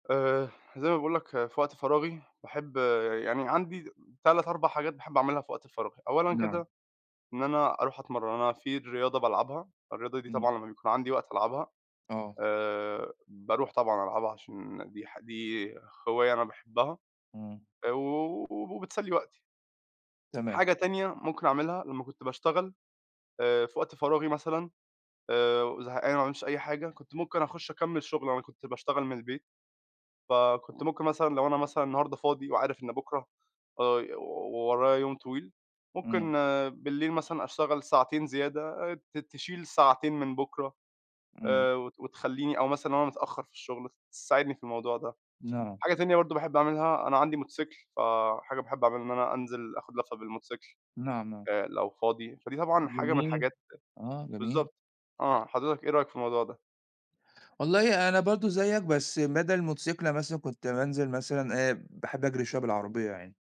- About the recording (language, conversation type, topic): Arabic, unstructured, بتقضي وقت فراغك بعد الشغل أو المدرسة إزاي؟
- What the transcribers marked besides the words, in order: none